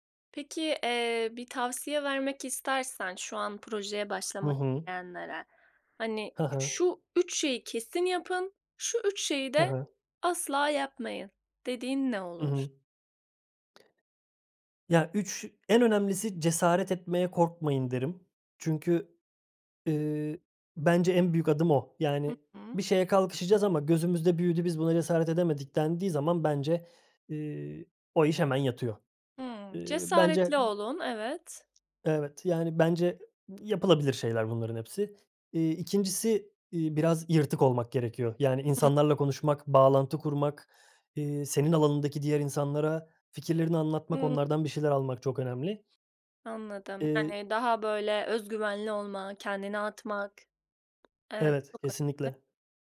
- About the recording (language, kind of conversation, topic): Turkish, podcast, En sevdiğin yaratıcı projen neydi ve hikâyesini anlatır mısın?
- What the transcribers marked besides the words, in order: other background noise; tapping